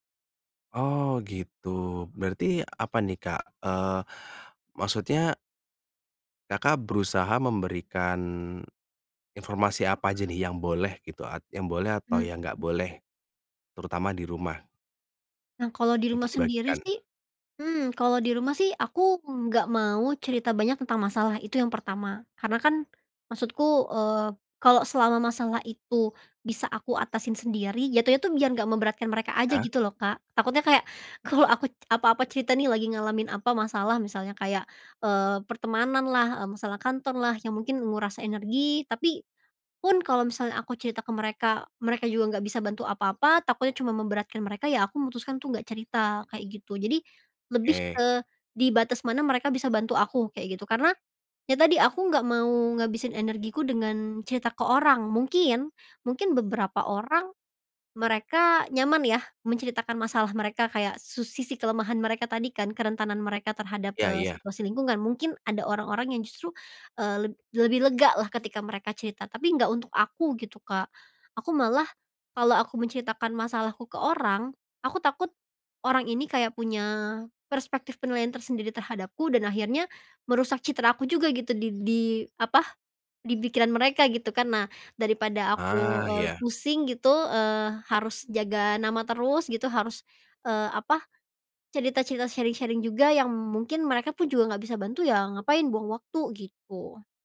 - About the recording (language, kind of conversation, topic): Indonesian, podcast, Bagaimana kamu biasanya menandai batas ruang pribadi?
- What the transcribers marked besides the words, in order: other animal sound; bird; in English: "sharing-sharing"; "pun" said as "pu"